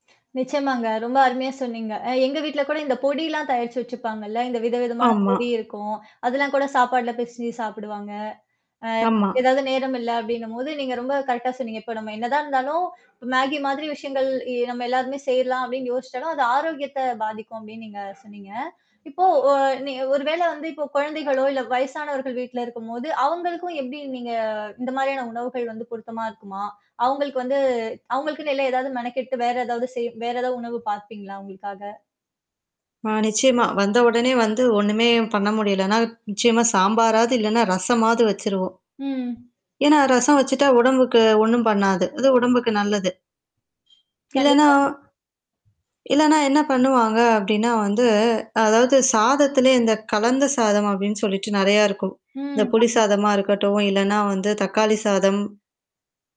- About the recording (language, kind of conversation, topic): Tamil, podcast, சமையல் செய்ய நேரம் இல்லாத போது நீங்கள் பொதுவாக என்ன சாப்பிடுவீர்கள்?
- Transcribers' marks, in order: other background noise; tapping; mechanical hum; in another language: "கரெக்டா"; other noise; distorted speech